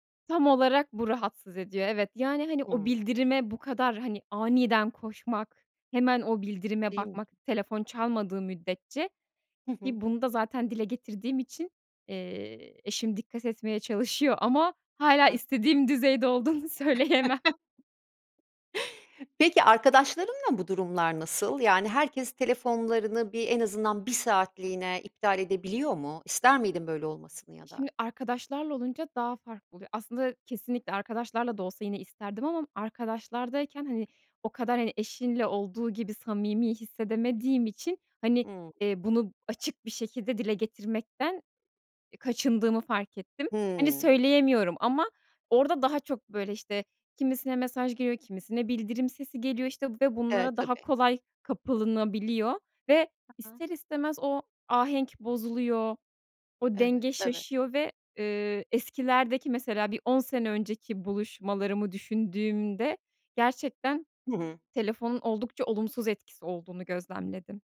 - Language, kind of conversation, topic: Turkish, podcast, Telefonu masadan kaldırmak buluşmaları nasıl etkiler, sence?
- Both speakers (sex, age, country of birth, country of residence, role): female, 30-34, Turkey, Netherlands, guest; female, 50-54, Turkey, Italy, host
- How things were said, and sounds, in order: other background noise; laughing while speaking: "söyleyemem"; chuckle; unintelligible speech